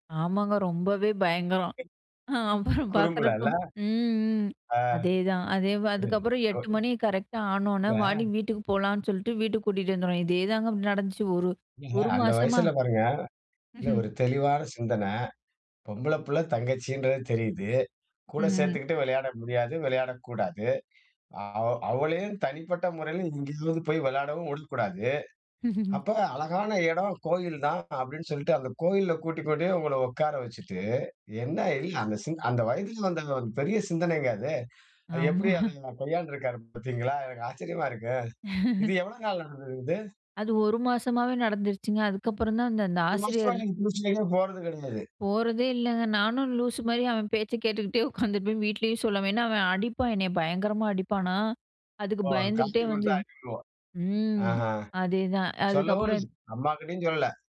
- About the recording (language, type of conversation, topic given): Tamil, podcast, சகோதரர்களுடன் உங்கள் உறவு எப்படி இருந்தது?
- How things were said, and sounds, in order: chuckle; other noise; chuckle; chuckle; laughing while speaking: "அத கையாண்டுருக்காரு பார்த்தீங்களா எனக்கு ஆச்சரியமா இருக்கு"; laughing while speaking: "ஆமா"; chuckle; surprised: "ஒரு மாசமா நீங்க டியூஷன்க்கே போறது கடையாது"; laughing while speaking: "நானும் லூசு மாரி அவன் பேச்சக் கேட்டுட்டே உட்கார்ந்திருப்பேன்"